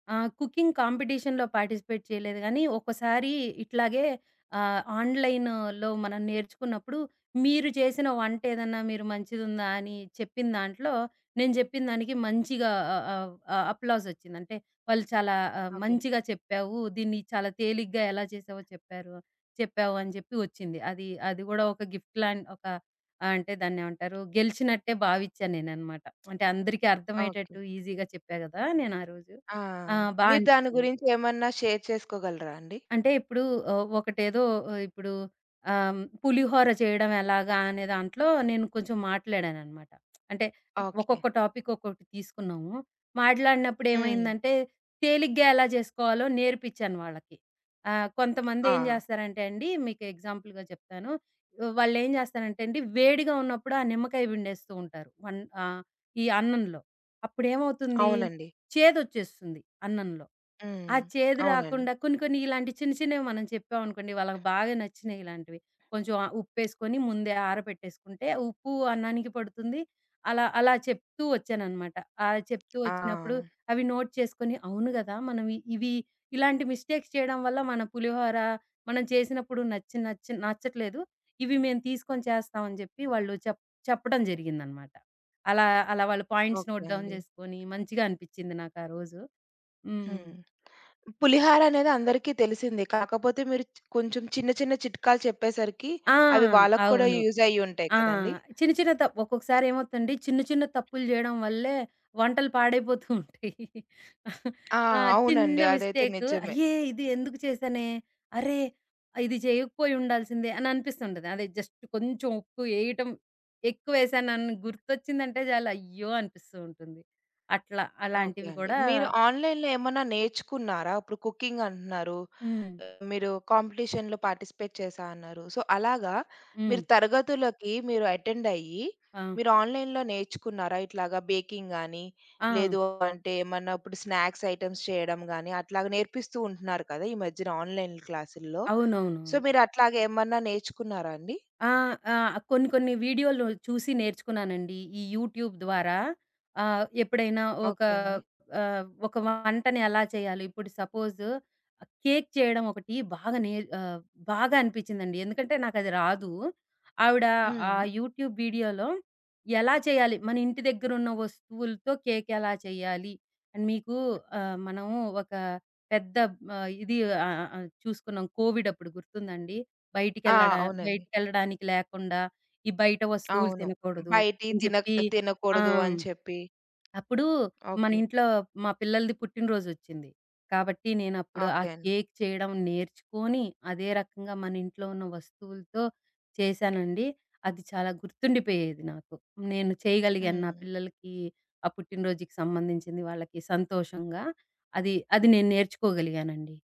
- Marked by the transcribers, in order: in English: "కుకింగ్ కాంపిటీషన్‌లో పార్టిసిపేట్"; in English: "ఆన్‌లై‌న్‌లో"; tapping; in English: "గిఫ్ట్‌లాన్"; other background noise; in English: "ఈజీగా"; in English: "షేర్"; in English: "టాపిక్"; in English: "ఎగ్జాంపుల్‌గా"; in English: "నోట్"; in English: "మిస్టేక్స్"; in English: "పాయింట్స్ నోట్ డౌన్"; laughing while speaking: "పాడైపోతూ ఉంటాయి"; in English: "జస్ట్"; in English: "ఆన్‌లైన్‌లో"; in English: "కాంపిటీషన్‌లో పార్టిసిపేట్"; in English: "సో"; in English: "ఆన్‌లైన్‌లో"; in English: "బేకింగ్"; in English: "స్నాక్స్ ఐటెమ్స్"; in English: "ఆన్‌లైన్"; in English: "సో"; in English: "యూట్యూబ్"; in English: "యూట్యూబ్"
- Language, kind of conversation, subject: Telugu, podcast, ఆన్‌లైన్ తరగతులు మీకు ఎలా అనుభవమయ్యాయి?